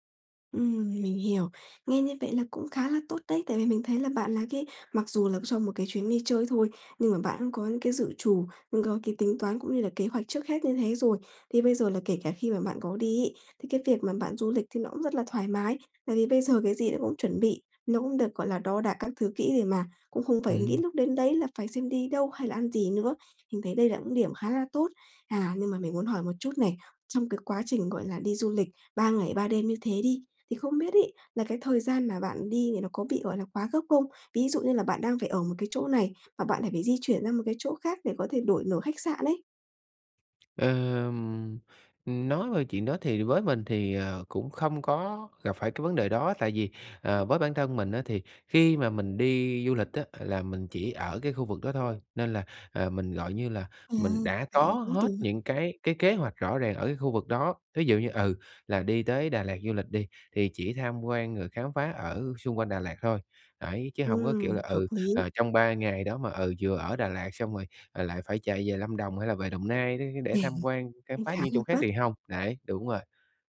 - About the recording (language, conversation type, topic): Vietnamese, advice, Làm sao để cân bằng giữa nghỉ ngơi và khám phá khi đi du lịch?
- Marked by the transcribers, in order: laugh; tapping